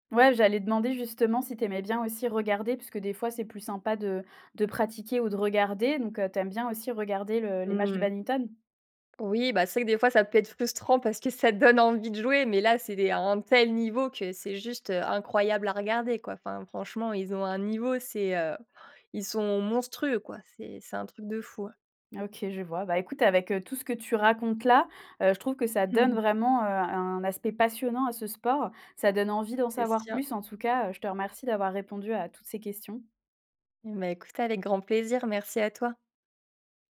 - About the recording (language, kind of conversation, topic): French, podcast, Quel passe-temps t’occupe le plus ces derniers temps ?
- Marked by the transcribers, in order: stressed: "passionnant"